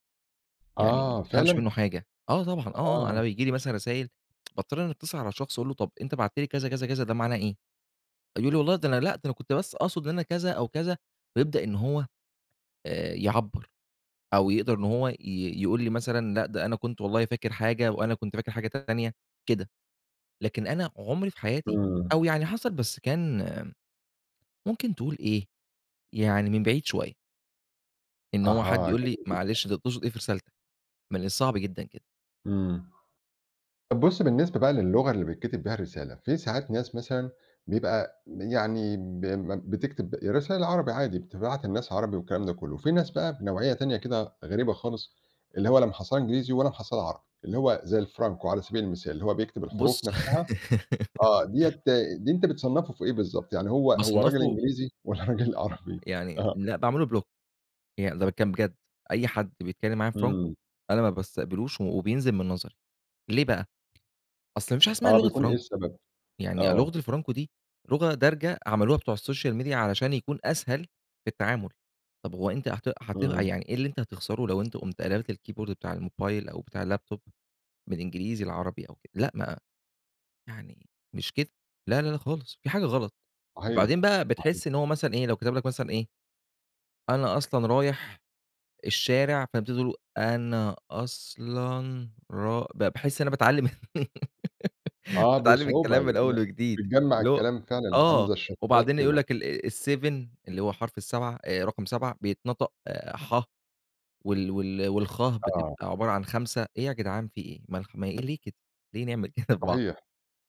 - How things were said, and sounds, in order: tsk; background speech; giggle; laughing while speaking: "والّا رجل عربي؟"; in English: "block"; in English: "السوشيال ميديا"; in English: "الكيبورد"; in English: "اللاب توب"; put-on voice: "أنا أصلًا را"; giggle; in English: "seven"; chuckle
- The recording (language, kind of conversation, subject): Arabic, podcast, إيه حدود الخصوصية اللي لازم نحطّها في الرسايل؟